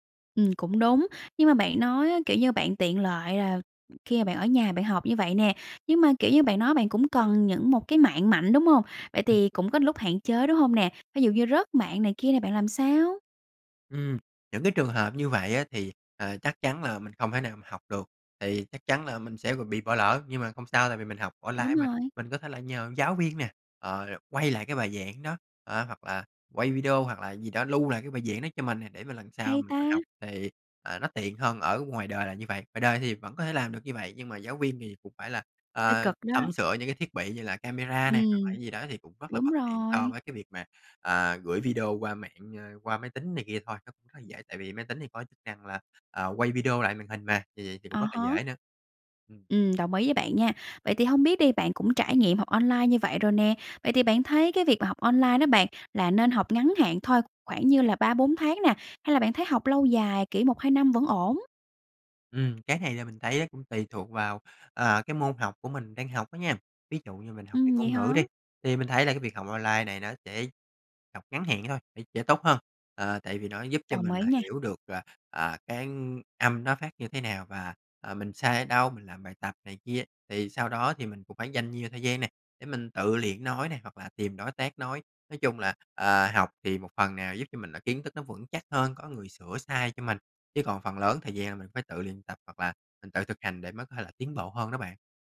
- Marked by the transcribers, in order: tapping
- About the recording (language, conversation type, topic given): Vietnamese, podcast, Bạn nghĩ sao về việc học trực tuyến thay vì đến lớp?